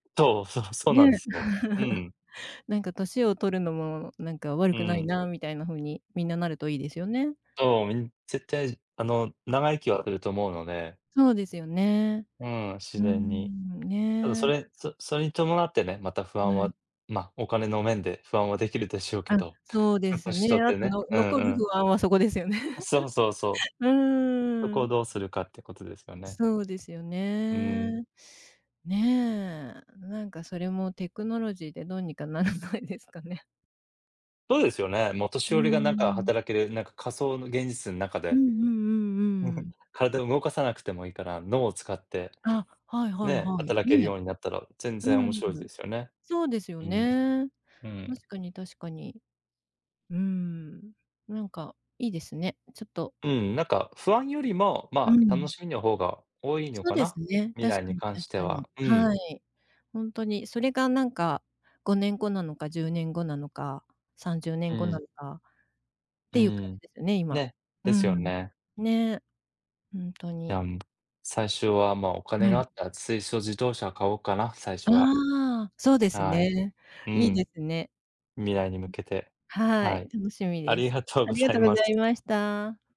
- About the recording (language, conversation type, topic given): Japanese, unstructured, 未来の暮らしはどのようになっていると思いますか？
- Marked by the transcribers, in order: laughing while speaking: "そう"; chuckle; other background noise; tapping; laughing while speaking: "そこですよね"; giggle; other noise; laughing while speaking: "ならないですかね？"; chuckle